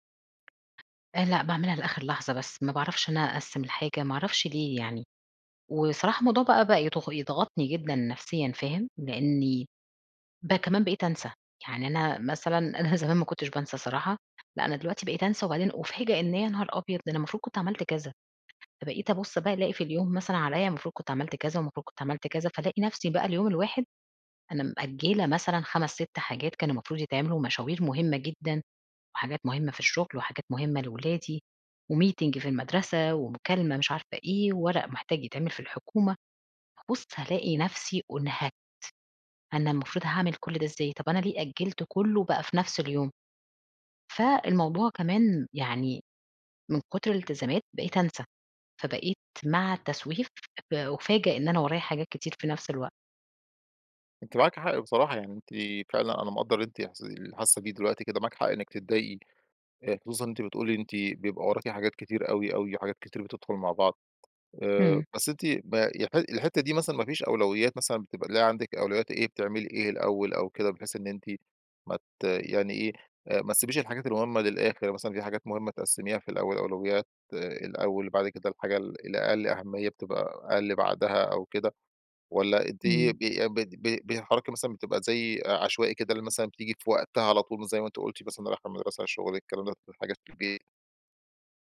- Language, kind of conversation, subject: Arabic, advice, إزاي بتتعامل مع التسويف وتأجيل شغلك الإبداعي لحد آخر لحظة؟
- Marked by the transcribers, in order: tapping; laughing while speaking: "زمان"; in English: "وmeeting"; other background noise